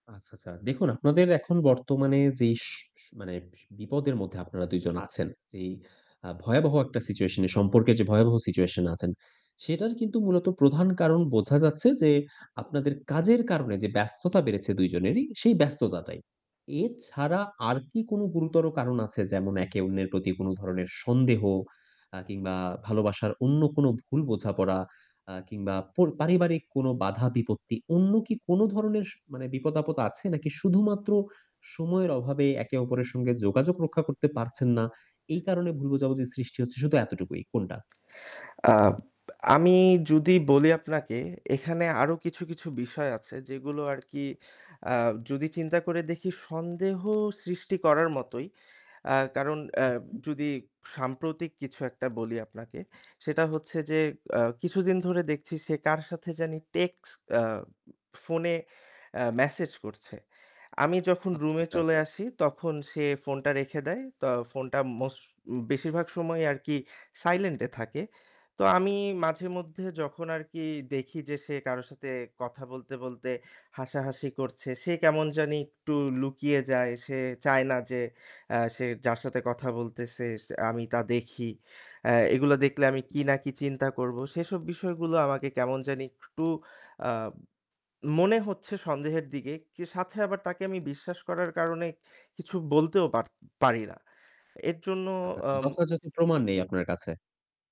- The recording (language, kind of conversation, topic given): Bengali, advice, বিবাহ টিকিয়ে রাখবেন নাকি বিচ্ছেদের পথে যাবেন—এ নিয়ে আপনার বিভ্রান্তি ও অনিশ্চয়তা কী?
- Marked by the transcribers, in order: static; tapping; distorted speech; unintelligible speech